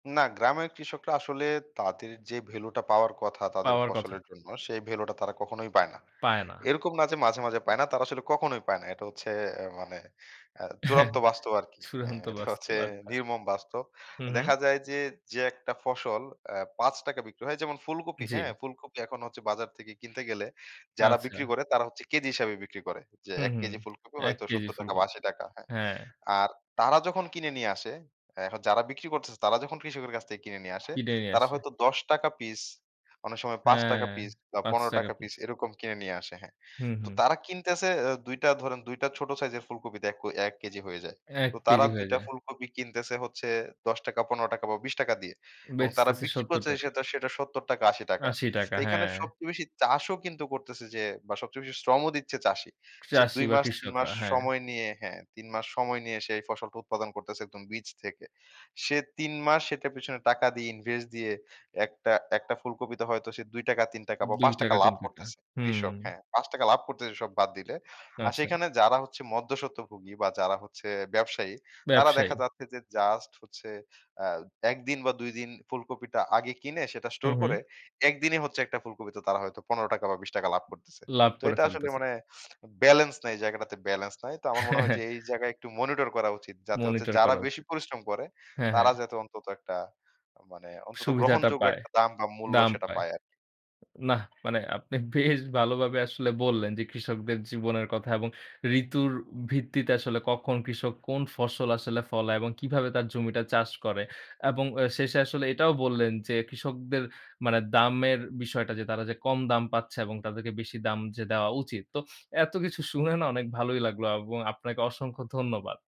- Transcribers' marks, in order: other background noise; snort; chuckle; laughing while speaking: "বেশ"
- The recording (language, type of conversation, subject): Bengali, podcast, ঋতু বদলালে একজন কৃষকের জীবন কীভাবে বদলে যায় বলে আপনার মনে হয়?